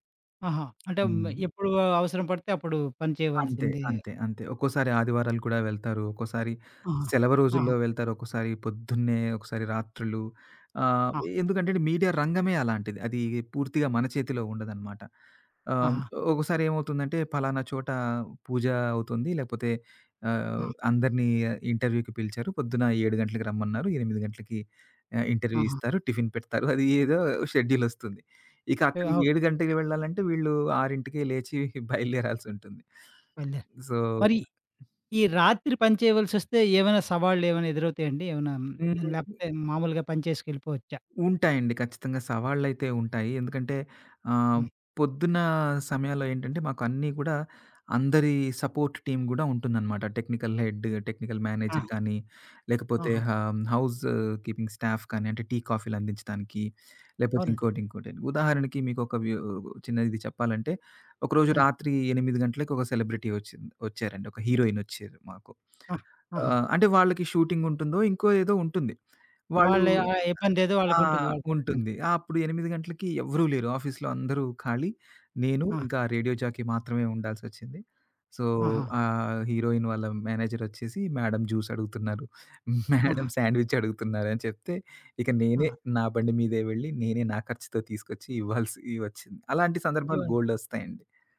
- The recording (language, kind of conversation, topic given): Telugu, podcast, పని నుంచి ఫన్‌కి మారేటప్పుడు మీ దుస్తుల స్టైల్‌ను ఎలా మార్చుకుంటారు?
- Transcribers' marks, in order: lip smack; in English: "మీడియా"; in English: "ఇంటర్వ్యూకి"; in English: "ఇంటర్వ్యూ"; giggle; in English: "షెడ్యూల్"; in English: "సో"; other background noise; in English: "సపోర్ట్ టీమ్"; in English: "టెక్నికల్ హెడ్,టెక్నికల్ మేనేజర్"; in English: "హౌస్ కీపింగ్ స్టాఫ్"; in English: "సెలబ్రిటీ"; lip smack; in English: "షూటింగ్"; in English: "ఆఫీస్లో"; in English: "జాకీ"; in English: "సో"; in English: "హీరోయిన్"; in English: "మేనేజర్"; in English: "మేడమ్ జూస్"; laughing while speaking: "మేడమ్ శాండ్విచ్ అడుగుతున్నారుని చెప్తే ఇక … ఖర్చుతో తీసుకొచ్చి ఇవ్వాల్సొచ్చింది"; in English: "మేడమ్ శాండ్విచ్"